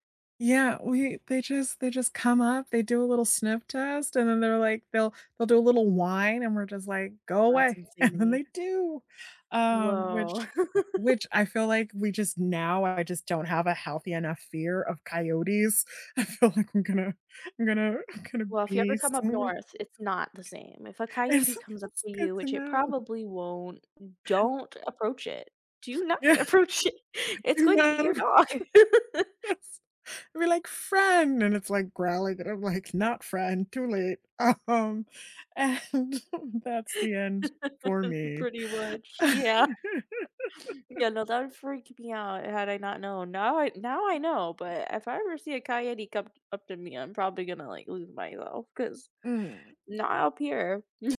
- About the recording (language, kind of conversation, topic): English, unstructured, What moments in nature have lifted your mood lately?
- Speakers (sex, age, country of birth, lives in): female, 25-29, United States, United States; female, 35-39, United States, United States
- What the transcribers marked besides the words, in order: other background noise; laughing while speaking: "and then"; laugh; laughing while speaking: "I feel like"; laughing while speaking: "It's so"; laughing while speaking: "Yeah"; laughing while speaking: "approach it"; laugh; laughing while speaking: "That's"; laugh; laughing while speaking: "like"; laugh; laughing while speaking: "um, and"; laughing while speaking: "Yeah"; tapping; laugh; laugh